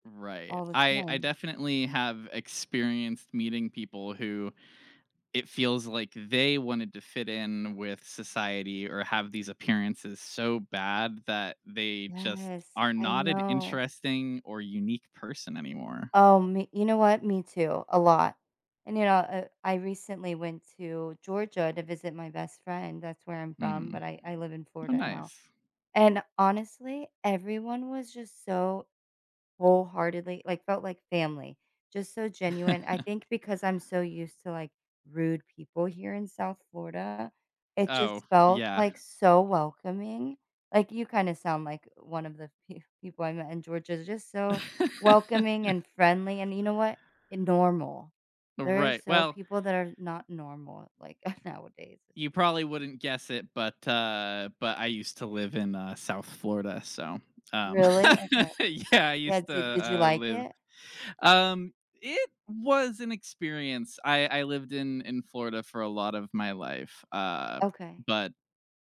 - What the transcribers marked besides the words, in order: other background noise; chuckle; laugh; chuckle; laugh; laughing while speaking: "Yeah"; tapping
- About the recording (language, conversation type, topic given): English, unstructured, How do you balance fitting in and standing out?
- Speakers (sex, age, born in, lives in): female, 20-24, United States, United States; female, 35-39, Turkey, United States